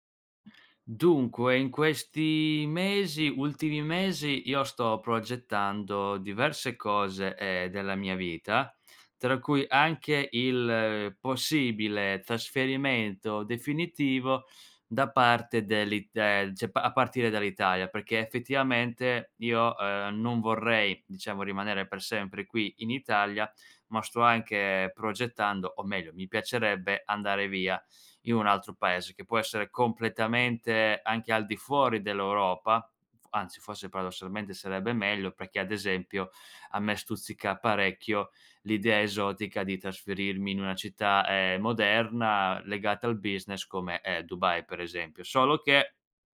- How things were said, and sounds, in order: "cioè" said as "ceh"
- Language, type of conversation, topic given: Italian, advice, Come posso affrontare la solitudine e il senso di isolamento dopo essermi trasferito in una nuova città?